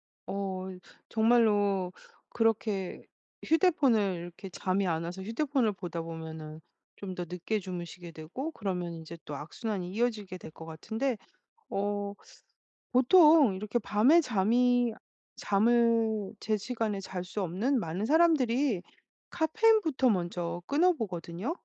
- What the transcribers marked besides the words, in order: other background noise
- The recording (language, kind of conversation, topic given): Korean, advice, 아침에 더 활기차게 일어나기 위해 수면 루틴을 어떻게 정하면 좋을까요?